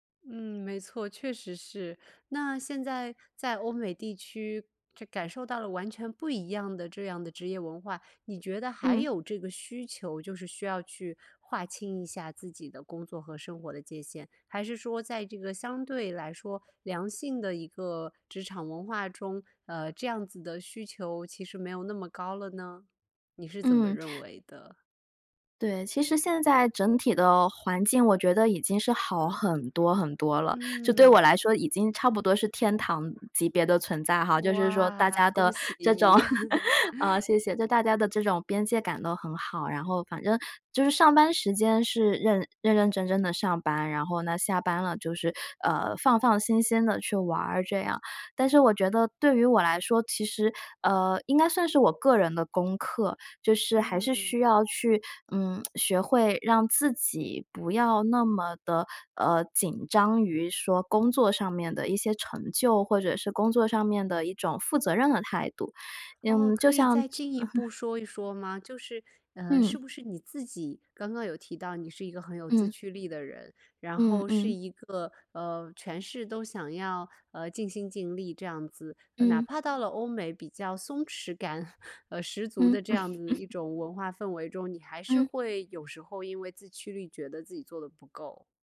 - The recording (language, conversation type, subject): Chinese, podcast, 如何在工作和私生活之间划清科技使用的界限？
- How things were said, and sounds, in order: other background noise; laugh; chuckle; lip smack; other noise; laugh; chuckle; laugh